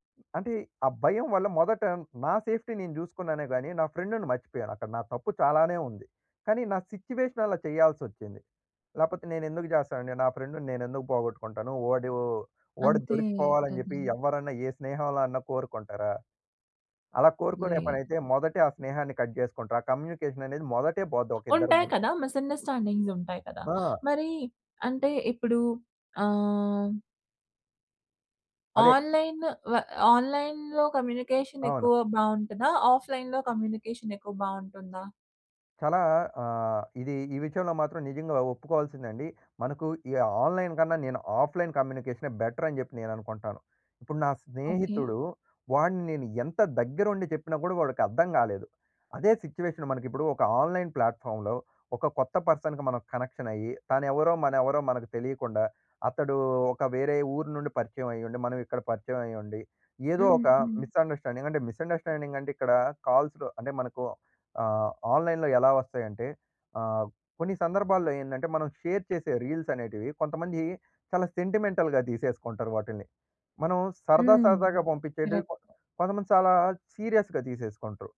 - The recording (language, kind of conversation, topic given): Telugu, podcast, బాగా సంభాషించడానికి మీ సలహాలు ఏవి?
- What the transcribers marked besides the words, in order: in English: "సేఫ్టీ"; in English: "ఫ్రెండ్‌ని"; in English: "సిట్యుయేషన్"; in English: "ఫ్రెండ్‌ని"; in English: "కట్"; in English: "కమ్యూనికేషన్"; in English: "మిస్అండర్స్టాండింగ్స్"; in English: "ఆన్‌లైన్"; in English: "ఆన్‌లైన్‌లో కమ్యూనికేషన్"; in English: "ఆఫ్‌లైన్‌లో కమ్యూనికేషన్"; in English: "ఆన్‌లైన్"; in English: "ఆఫ్‌లైన్"; in English: "బెటర్"; in English: "సిట్యుయేషన్"; in English: "ఆన్‌లైన్ ప్లాట్‌ఫార్మ్‌లో"; in English: "పర్సన్‌కి"; in English: "కనెక్షన్"; in English: "మిస్‌అండర్‌స్టాండింగ్"; in English: "మిస్‌అండర్‌స్టాండింగ్"; in English: "కాల్స్‌లో"; in English: "ఆన్‌లైన్‌లో"; in English: "షేర్"; in English: "రీల్స్"; in English: "సెంటిమెంటల్‌గా"; in English: "కరెక్ట్"; tapping; in English: "సీరియస్‌గా"